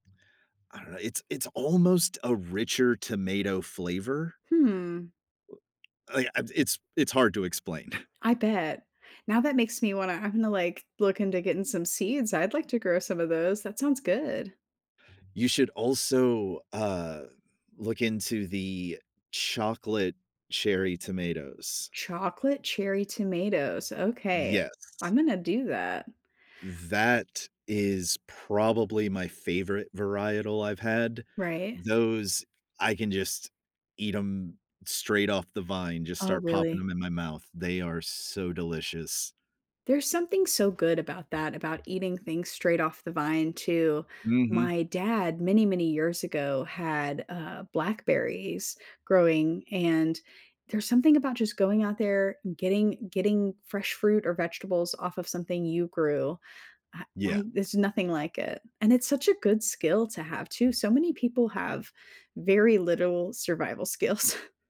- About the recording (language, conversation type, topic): English, unstructured, How can I make a meal feel more comforting?
- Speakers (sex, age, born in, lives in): female, 35-39, United States, United States; male, 40-44, United States, United States
- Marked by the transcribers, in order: other background noise; chuckle; laughing while speaking: "skills"